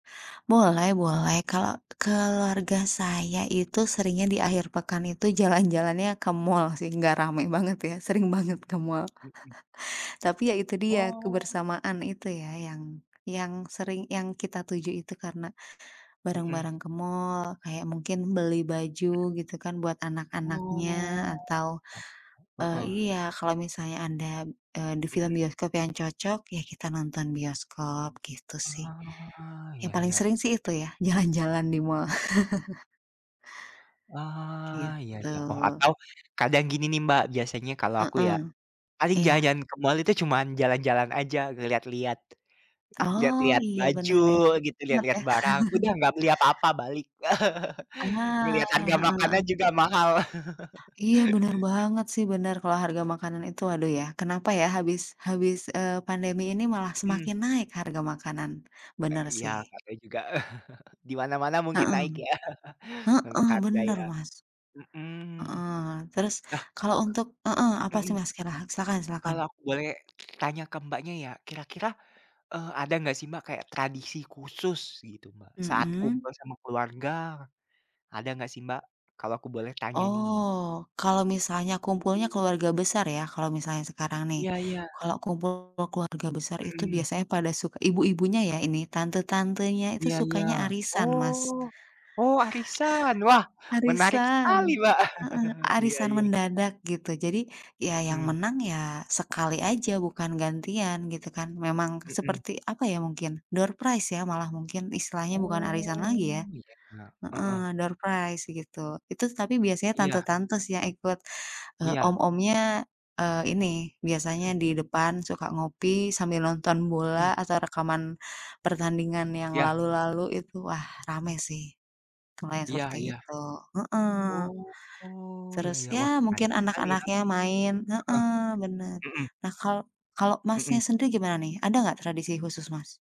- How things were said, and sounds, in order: laughing while speaking: "jalan-jalannya"; laughing while speaking: "banget"; tapping; chuckle; other background noise; unintelligible speech; laughing while speaking: "jalan-jalan"; chuckle; chuckle; chuckle; chuckle; chuckle; chuckle; chuckle; in English: "doorprize"; drawn out: "Oh"; in English: "doorprize"
- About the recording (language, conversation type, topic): Indonesian, unstructured, Apa kegiatan favoritmu saat bersama keluarga?